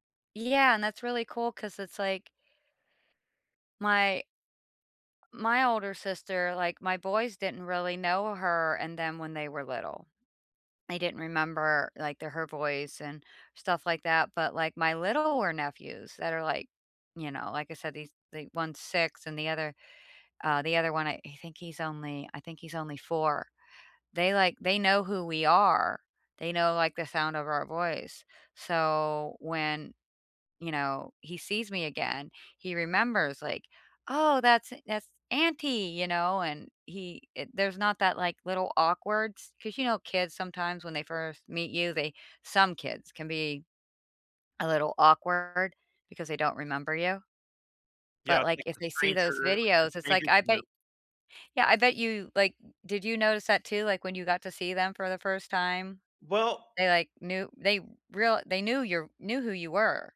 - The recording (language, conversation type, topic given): English, unstructured, How do apps, videos, and reminders help you learn, remember, and connect with others?
- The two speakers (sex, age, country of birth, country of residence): female, 45-49, United States, United States; male, 50-54, United States, United States
- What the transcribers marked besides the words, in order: other background noise